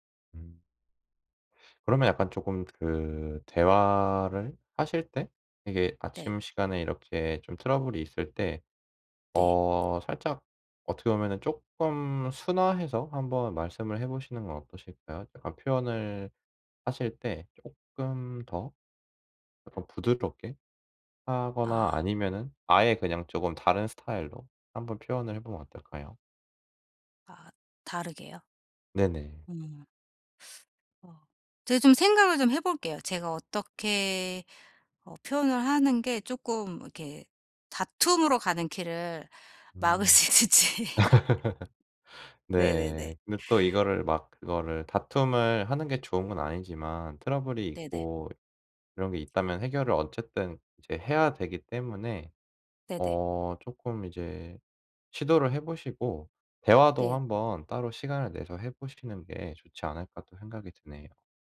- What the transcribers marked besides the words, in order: other background noise; teeth sucking; laugh; laughing while speaking: "수 있을지"; laugh
- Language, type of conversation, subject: Korean, advice, 다투는 상황에서 더 효과적으로 소통하려면 어떻게 해야 하나요?